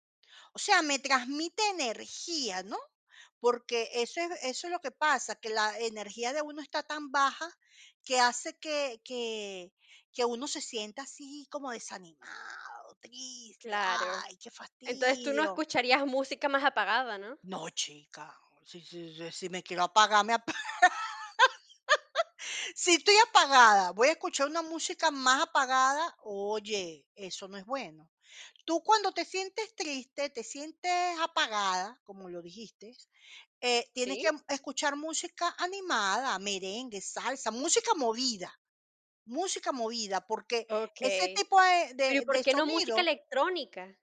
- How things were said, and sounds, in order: put-on voice: "desanimado, triste, ay, qué fastidio"; laugh
- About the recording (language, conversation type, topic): Spanish, podcast, ¿Qué escuchas cuando necesitas animarte?
- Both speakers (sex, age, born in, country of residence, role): female, 50-54, Venezuela, Portugal, guest; female, 50-54, Venezuela, Portugal, host